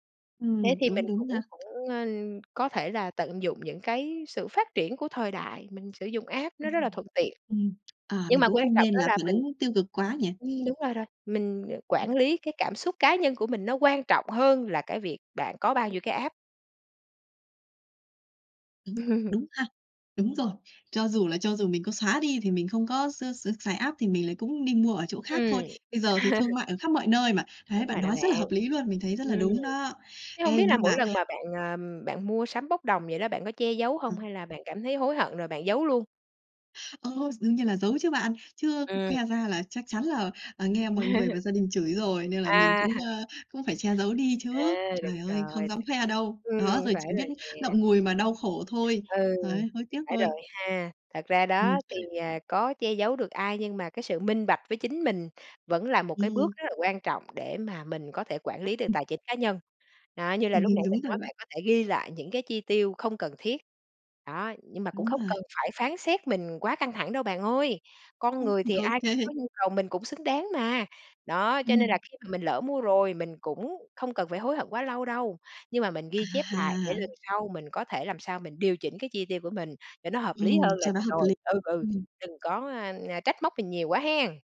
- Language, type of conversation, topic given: Vietnamese, advice, Vì sao bạn cảm thấy hối hận sau khi mua sắm?
- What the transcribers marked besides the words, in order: other background noise; tapping; in English: "app"; in English: "app"; laugh; in English: "app"; laugh; laugh; laughing while speaking: "Ô kê"